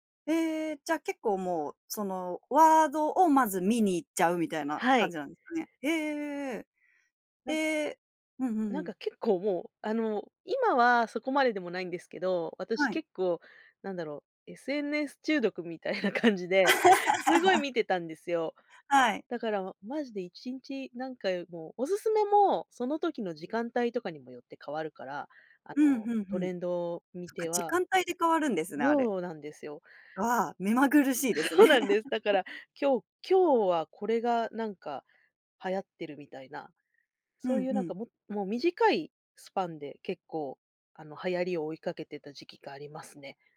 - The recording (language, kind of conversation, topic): Japanese, podcast, 普段、SNSの流行にどれくらい影響されますか？
- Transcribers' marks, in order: laughing while speaking: "感じで"; laugh; laughing while speaking: "そうなんです"